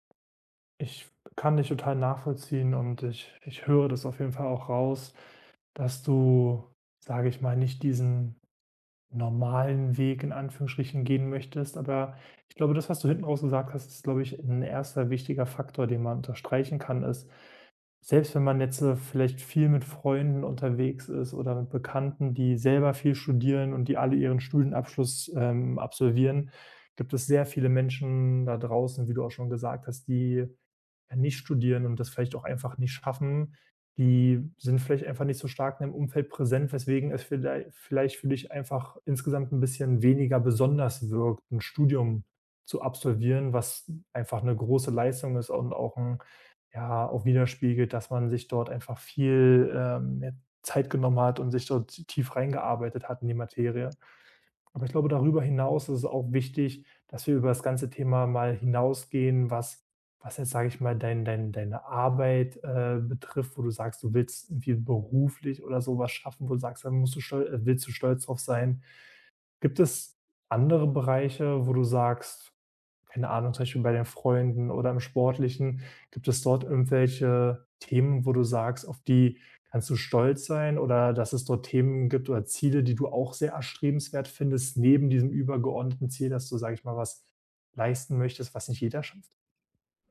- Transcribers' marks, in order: other background noise
- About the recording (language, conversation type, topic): German, advice, Wie finde ich meinen Selbstwert unabhängig von Leistung, wenn ich mich stark über die Arbeit definiere?
- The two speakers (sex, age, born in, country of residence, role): male, 18-19, Germany, Germany, user; male, 25-29, Germany, Germany, advisor